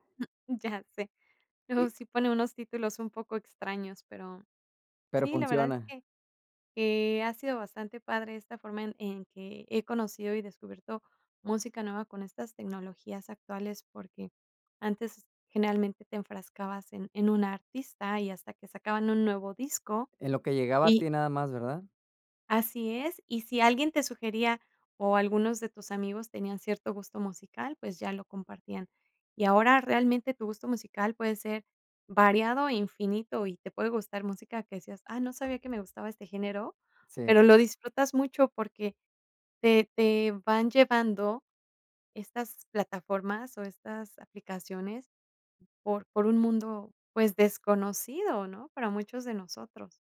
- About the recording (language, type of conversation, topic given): Spanish, podcast, ¿Cómo descubres música nueva hoy en día?
- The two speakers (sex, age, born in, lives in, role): female, 40-44, Mexico, Mexico, guest; male, 40-44, Mexico, Mexico, host
- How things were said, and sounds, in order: none